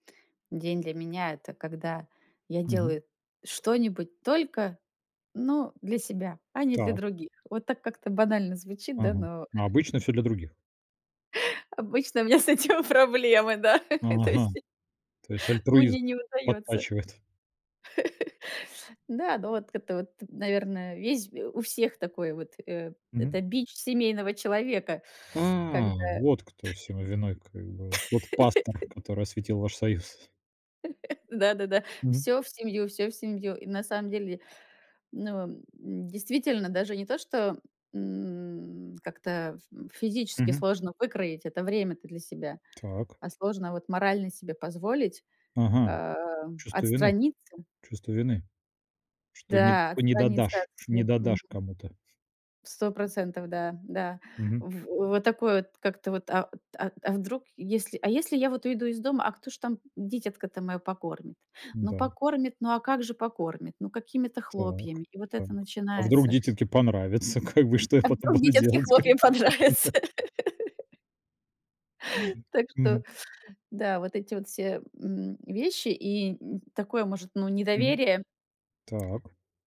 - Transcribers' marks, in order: chuckle; laughing while speaking: "обычно у меня с этим проблемы, да! То есть мне не удаётся"; laughing while speaking: "подтачивает"; laugh; laugh; laughing while speaking: "союз"; laugh; laughing while speaking: "Как бы, что я потом буду делать, как бы, да, ну да!"; laughing while speaking: "А вдруг дитятке хлопья понравятся!"; laugh
- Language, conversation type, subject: Russian, podcast, Что для тебя значит «день для себя» и как ты его проводишь?
- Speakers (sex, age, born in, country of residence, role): female, 40-44, Russia, United States, guest; male, 45-49, Russia, Italy, host